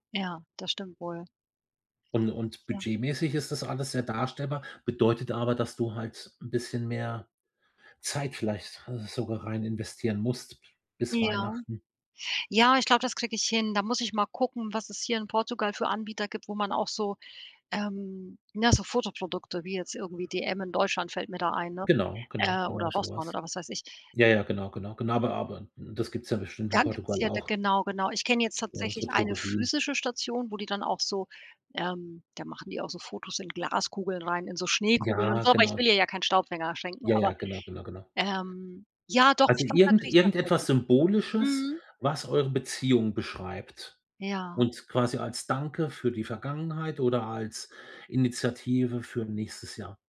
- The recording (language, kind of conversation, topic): German, advice, Wie finde ich gute Geschenke, wenn mein Budget klein ist?
- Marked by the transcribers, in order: none